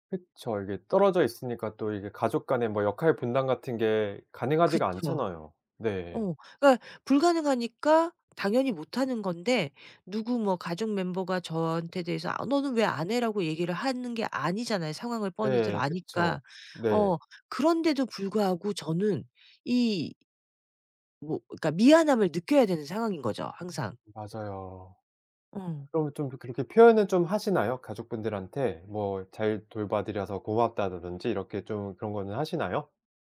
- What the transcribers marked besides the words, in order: tapping
- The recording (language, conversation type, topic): Korean, advice, 가족 돌봄 책임에 대해 어떤 점이 가장 고민되시나요?